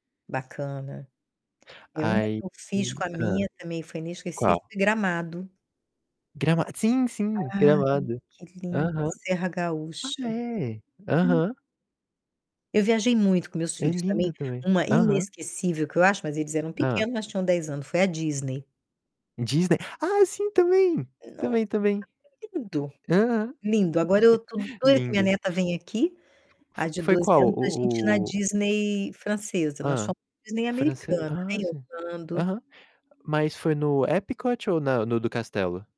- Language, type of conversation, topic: Portuguese, unstructured, Qual foi uma viagem inesquecível que você fez com a sua família?
- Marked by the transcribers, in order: static; distorted speech; tapping; chuckle; other background noise